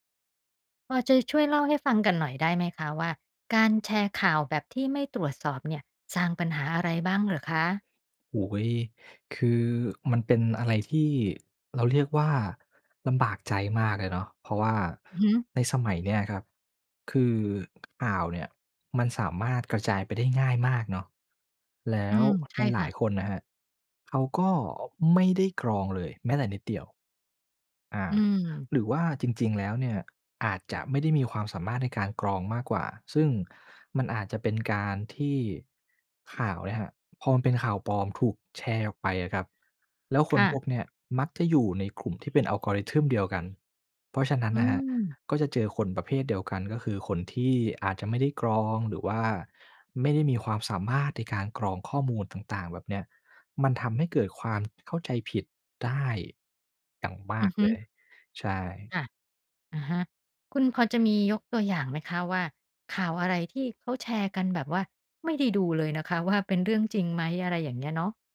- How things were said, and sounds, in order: other background noise; in English: "algorithm"
- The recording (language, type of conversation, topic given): Thai, podcast, การแชร์ข่าวที่ยังไม่ได้ตรวจสอบสร้างปัญหาอะไรบ้าง?